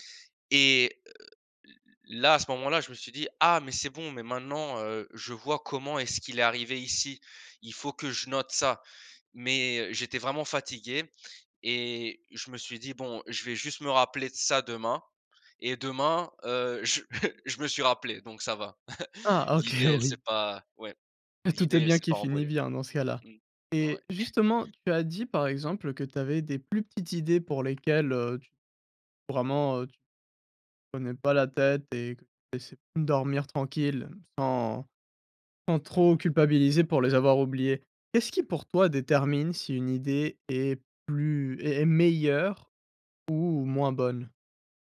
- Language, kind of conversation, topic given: French, podcast, Comment trouves-tu l’inspiration pour créer quelque chose de nouveau ?
- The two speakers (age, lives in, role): 20-24, France, host; 20-24, Romania, guest
- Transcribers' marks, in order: chuckle; laughing while speaking: "OK, oui"; chuckle; laughing while speaking: "Et tout"; chuckle; stressed: "meilleure"